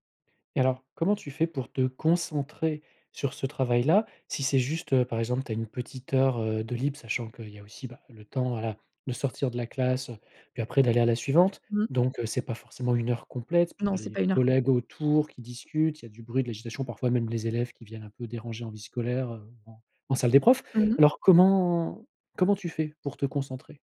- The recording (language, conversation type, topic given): French, podcast, Comment trouver un bon équilibre entre le travail et la vie de famille ?
- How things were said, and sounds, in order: other background noise